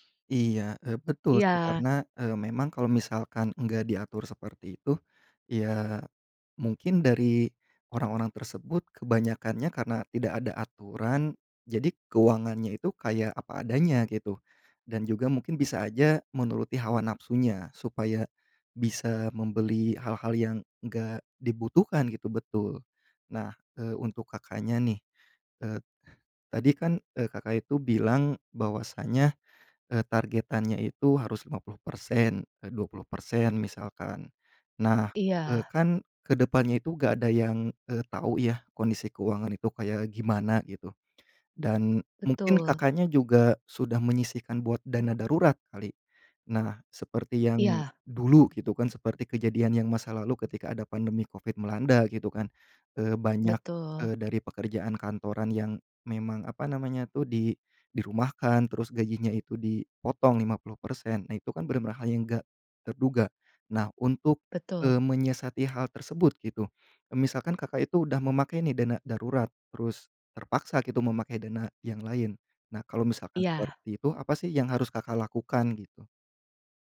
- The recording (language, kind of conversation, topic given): Indonesian, podcast, Gimana caramu mengatur keuangan untuk tujuan jangka panjang?
- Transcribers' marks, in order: other background noise; tapping